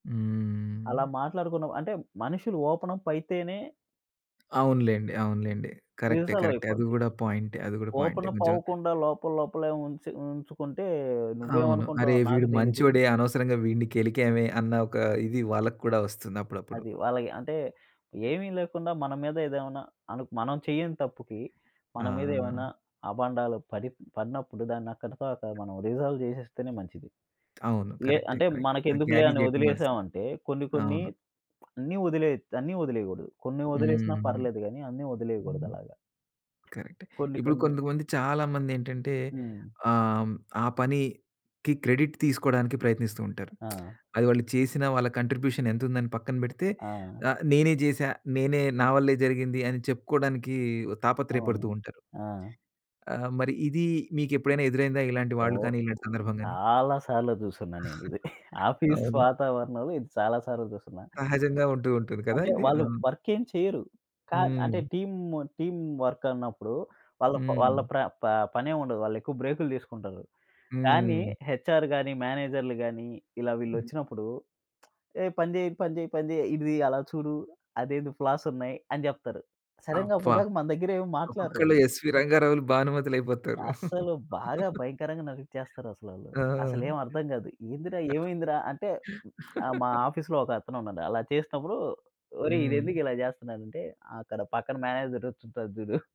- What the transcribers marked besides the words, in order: in English: "ఓపెన‌ప్"; in English: "ఓపెన‌ప్"; other background noise; in English: "రిజాల్వ్"; in English: "కరెక్ట్. క్యారీ"; lip smack; in English: "క్రెడిట్"; lip smack; in English: "కాంట్రిబ్యూషన్"; other noise; giggle; chuckle; in English: "ఆఫీస్"; in English: "టీమ్ టీమ్ వర్క్"; in English: "హెచ్‌ఆర్"; lip smack; in English: "సడెన్‌గా"; tapping; chuckle; tongue click; in English: "ఆఫీస్‌లో"; chuckle; in English: "మేనేజర్"
- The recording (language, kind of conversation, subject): Telugu, podcast, సంతోషకరమైన కార్యాలయ సంస్కృతి ఏర్పడాలంటే అవసరమైన అంశాలు ఏమేవి?